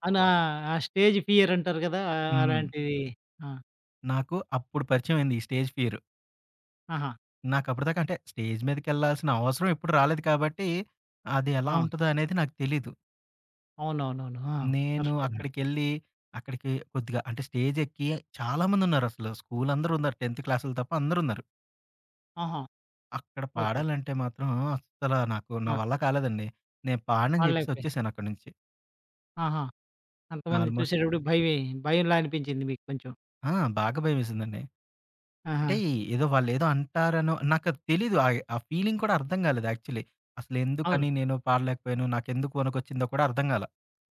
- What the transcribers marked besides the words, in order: in English: "స్టేజ్ ఫియర్"; in English: "స్టేజ్"; other background noise; in English: "స్టేజ్"; in English: "టెన్త్"; in English: "ఆల్మోస్ట్"; in English: "ఫీలింగ్"; in English: "యాక్చువల్లీ"
- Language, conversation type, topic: Telugu, podcast, ఆత్మవిశ్వాసం తగ్గినప్పుడు దానిని మళ్లీ ఎలా పెంచుకుంటారు?